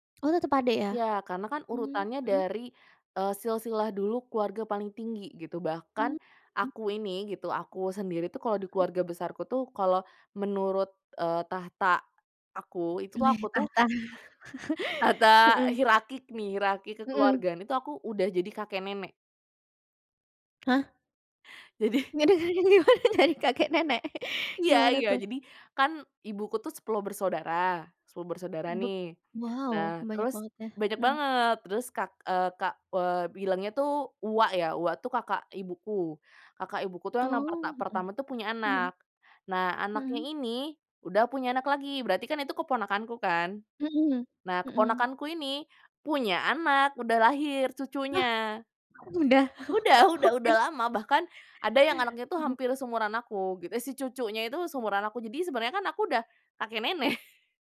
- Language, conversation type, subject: Indonesian, podcast, Apa kebiasaan sapaan khas di keluargamu atau di kampungmu, dan bagaimana biasanya dipakai?
- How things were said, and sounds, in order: chuckle; "hirarki" said as "hirakik"; laughing while speaking: "Jadi"; laughing while speaking: "Jadi gimana jadi kakek nenek?"; unintelligible speech; other background noise; tapping; chuckle; laughing while speaking: "Oke"; chuckle